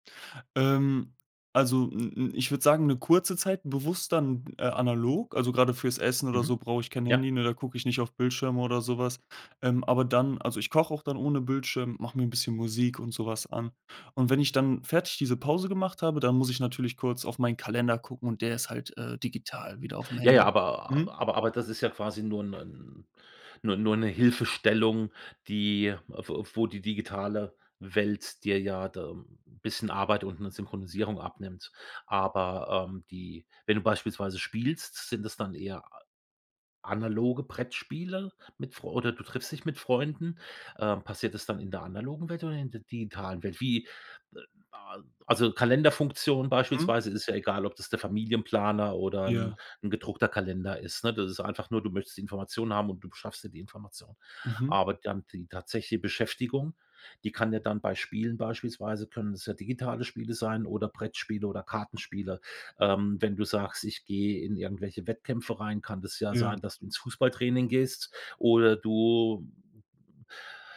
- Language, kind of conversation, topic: German, podcast, Wie setzt du digital klare Grenzen zwischen Arbeit und Freizeit?
- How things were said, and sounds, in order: other noise